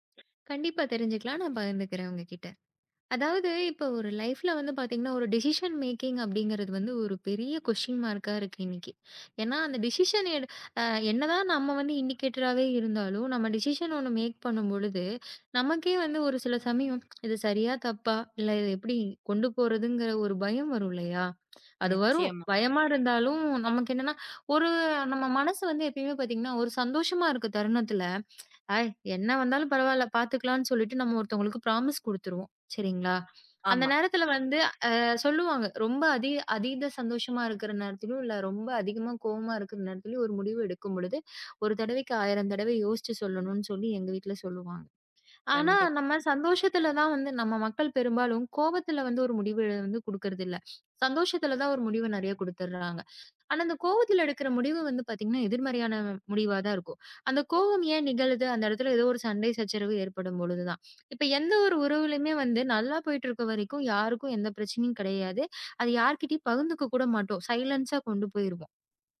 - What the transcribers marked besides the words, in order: in English: "டெசிஷன் மேக்கிங்"; in English: "கொஸ்டின் மார்கா"; in English: "டெசிஷன்"; in English: "இண்டிகேட்டராவே"; in English: "டெசிஷன்"; in English: "மேக்"; other noise; tsk; in English: "ப்ராமிஸ்"; in English: "சைலன்ஸா"
- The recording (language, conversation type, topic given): Tamil, podcast, உங்கள் உறவினர்கள் அல்லது நண்பர்கள் தங்களின் முடிவை மாற்றும்போது நீங்கள் அதை எப்படி எதிர்கொள்கிறீர்கள்?